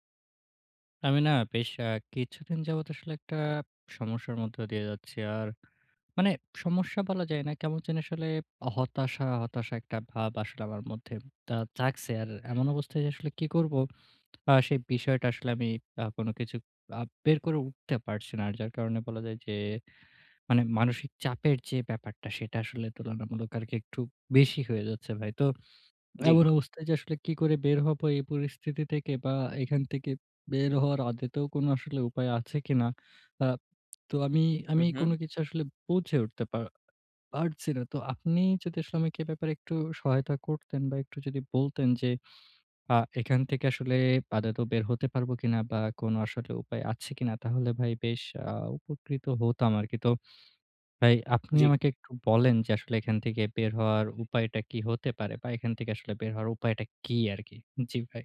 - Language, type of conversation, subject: Bengali, advice, নতুন কোনো শখ শুরু করতে গিয়ে ব্যর্থতার ভয় পেলে বা অনুপ্রেরণা হারিয়ে ফেললে আমি কী করব?
- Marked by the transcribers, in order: horn; lip smack